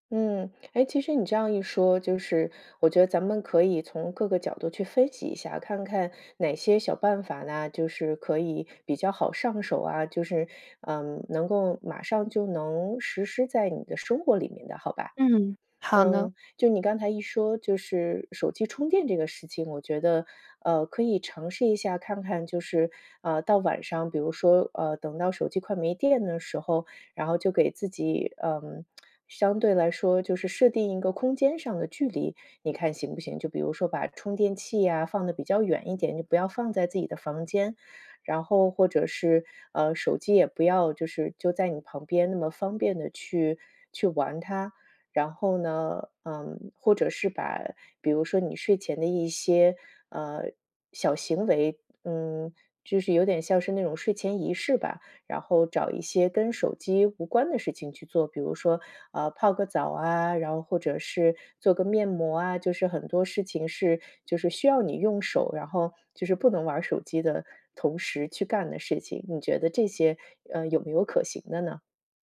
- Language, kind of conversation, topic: Chinese, advice, 晚上玩手机会怎样影响你的睡前习惯？
- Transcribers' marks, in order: tsk